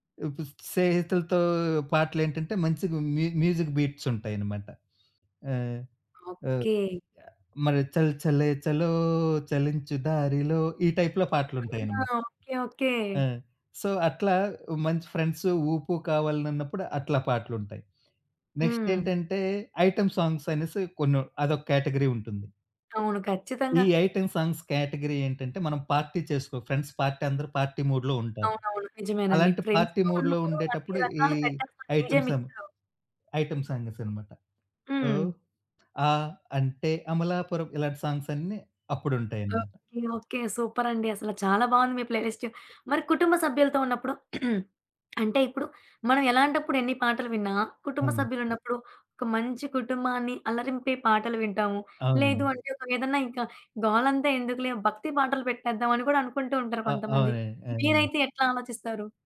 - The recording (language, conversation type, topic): Telugu, podcast, కొత్త పాటలను ప్లేలిస్ట్‌లో ఎలా ఎంచుకుంటారు?
- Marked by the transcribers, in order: in English: "మ్యూజిక్ బీట్స్"; singing: "మల్ చల్ చలే చలో చలించు దారిలో"; in English: "టైప్‌లో"; in English: "సో"; in English: "నెక్స్ట్"; in English: "ఐటెమ్ సాంగ్స్"; in English: "ఐటెమ్ సాంగ్స్ కేటగరీ"; in English: "పార్టీ"; in English: "ఫ్రెండ్స్ పార్టీ"; in English: "పార్టీ మూడ్‌లో"; in English: "ఫ్రెండ్స్‌తో"; in English: "పార్టీ మూడ్‌లో"; in English: "డీజే మిక్స్‌లో"; singing: "ఆ! అంటే అమలాపురం"; in English: "ప్లే లిస్ట్"; other background noise; throat clearing